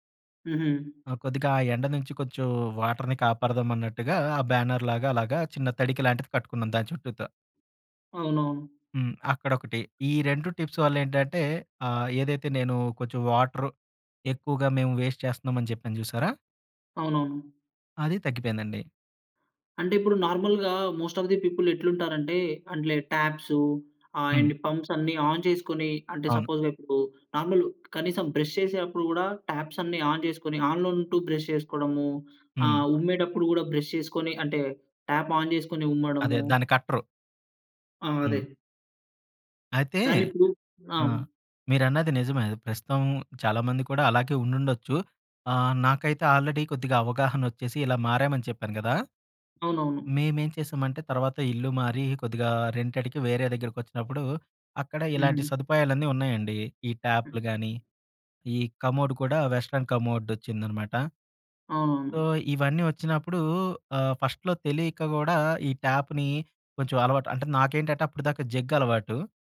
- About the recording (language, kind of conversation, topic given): Telugu, podcast, ఇంట్లో నీటిని ఆదా చేసి వాడడానికి ఏ చిట్కాలు పాటించాలి?
- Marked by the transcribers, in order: in English: "వాటర్‌ని"; in English: "బ్యానర్"; in English: "టిప్స్"; in English: "వాటర్"; in English: "వేస్ట్"; in English: "నార్మల్‌గా మోస్ట్ ఆఫ్ ది పీపుల్"; in English: "ఎండ్"; in English: "పంప్స్"; in English: "ఆన్"; in English: "సపోజ్"; in English: "నార్మల్"; in English: "టాప్స్"; in English: "ఆన్"; in English: "ఆన్‌లో"; in English: "టాప్ ఆన్"; in English: "ఆల్రెడీ"; in English: "రెంటేడ్‌కి"; in English: "కమోడ్"; in English: "వెస్టర్న్ కమోడ్"; in English: "సో"; in English: "ఫస్ట‌లో"; in English: "ట్యాప్‌ని"; in English: "జగ్"